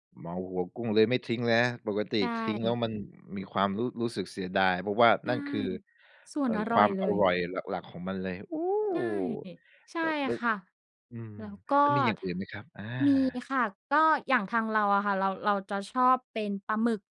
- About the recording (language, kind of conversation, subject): Thai, podcast, คุณมีเมนูตามประเพณีอะไรที่ทำเป็นประจำทุกปี และทำไมถึงทำเมนูนั้น?
- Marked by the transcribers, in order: other background noise; surprised: "โอ้ !"